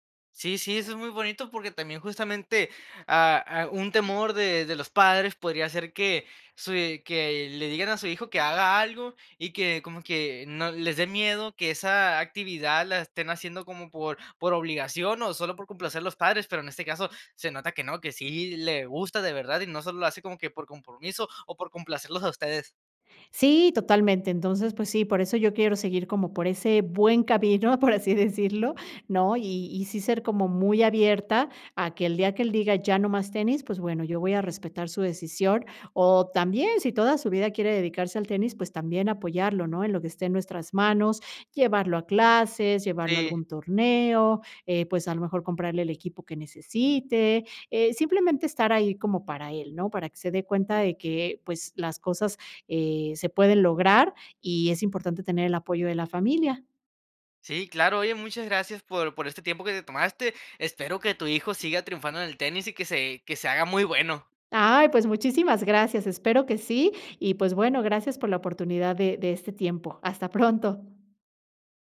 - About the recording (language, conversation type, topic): Spanish, podcast, ¿Qué pasatiempo dejaste y te gustaría retomar?
- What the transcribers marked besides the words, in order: other background noise; laughing while speaking: "por así decirlo"; tapping